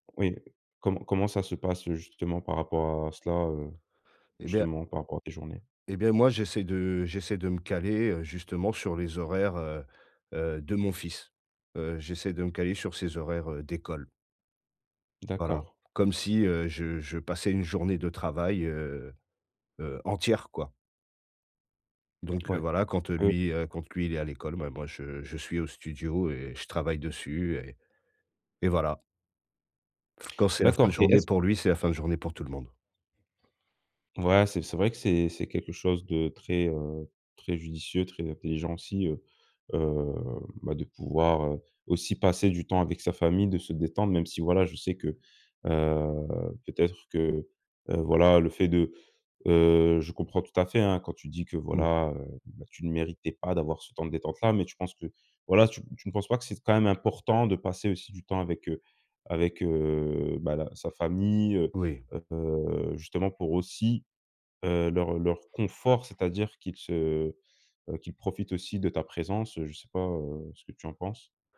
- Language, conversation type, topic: French, advice, Pourquoi est-ce que je n’arrive pas à me détendre chez moi, même avec un film ou de la musique ?
- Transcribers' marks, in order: other background noise